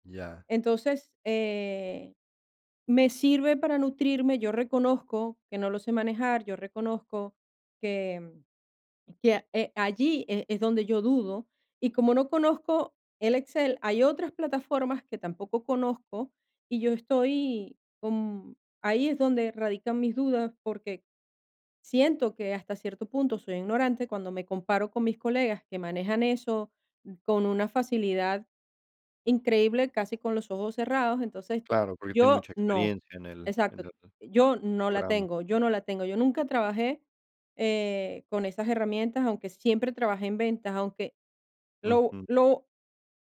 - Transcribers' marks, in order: none
- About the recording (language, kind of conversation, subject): Spanish, advice, ¿Cómo puedo dejar de dudar de mis habilidades laborales después de cometer un error?